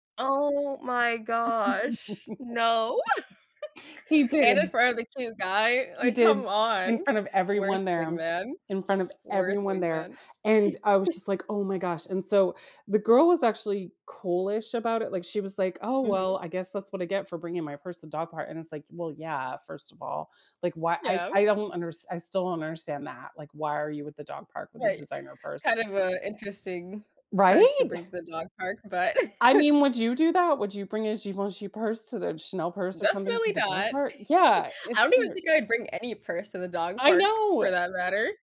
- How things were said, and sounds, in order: laugh; giggle; tapping; other background noise; giggle; chuckle; chuckle
- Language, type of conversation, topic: English, unstructured, How can my pet help me feel better on bad days?
- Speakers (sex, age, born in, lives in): female, 20-24, United States, United States; female, 45-49, United States, United States